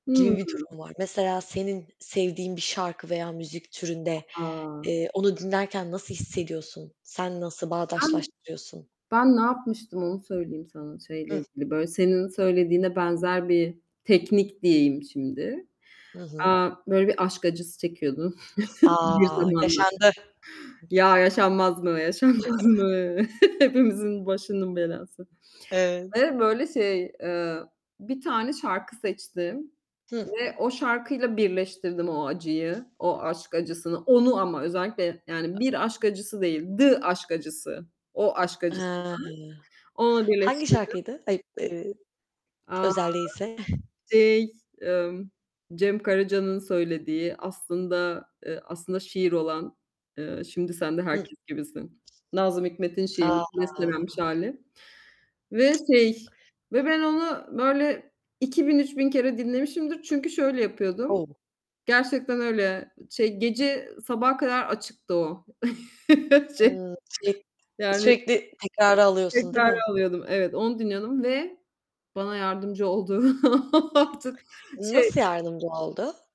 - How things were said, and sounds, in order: other background noise; drawn out: "A!"; chuckle; chuckle; laughing while speaking: "yaşanmaz mı"; tapping; in English: "The"; distorted speech; drawn out: "A!"; chuckle; laughing while speaking: "olduğu"; laugh
- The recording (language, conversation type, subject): Turkish, unstructured, Müzik ruh halimizi nasıl etkiler?
- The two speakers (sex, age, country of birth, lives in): female, 25-29, Turkey, Netherlands; female, 40-44, Turkey, Austria